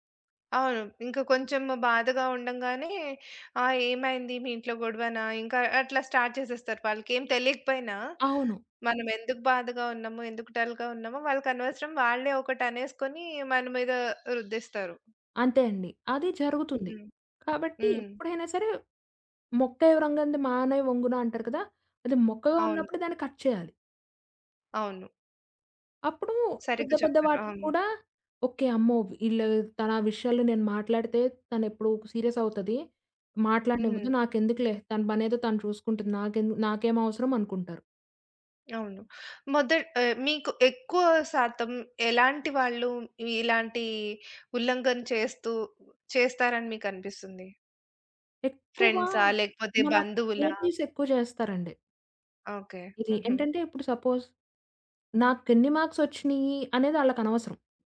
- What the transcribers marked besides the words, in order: in English: "స్టార్ట్"; in English: "డల్‌గా"; other background noise; in English: "కట్"; in English: "సీరియస్"; in English: "రిలేటివ్స్"; in English: "సపోజ్"; in English: "మార్క్స్"
- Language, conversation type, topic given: Telugu, podcast, ఎవరైనా మీ వ్యక్తిగత సరిహద్దులు దాటితే, మీరు మొదట ఏమి చేస్తారు?